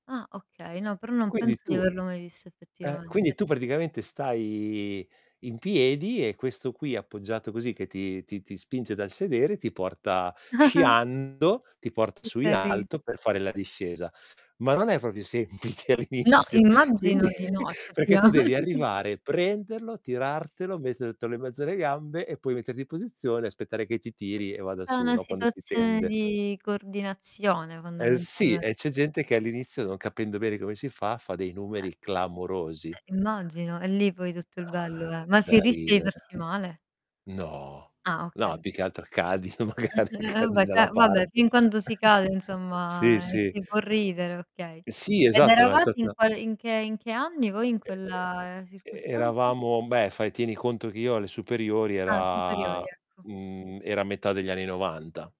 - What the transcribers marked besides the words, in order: tapping; distorted speech; giggle; "proprio" said as "propio"; laughing while speaking: "semplice all'inizio, quindi"; chuckle; laughing while speaking: "effettivamen"; other background noise; static; exhale; laughing while speaking: "no, magari, cadi"; chuckle
- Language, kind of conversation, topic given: Italian, unstructured, Qual è il ricordo più gioioso legato alle gite scolastiche?